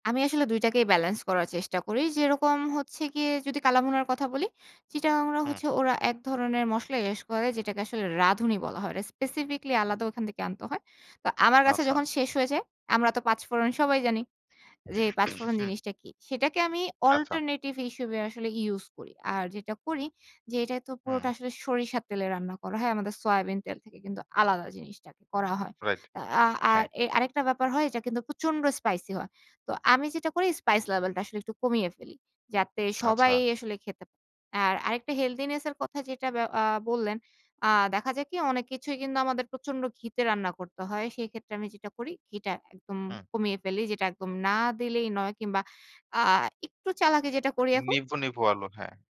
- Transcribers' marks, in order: "ইউজ" said as "এস"; throat clearing
- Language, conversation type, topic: Bengali, podcast, রেসিপি ছাড়াই আপনি কীভাবে নিজের মতো করে রান্না করেন?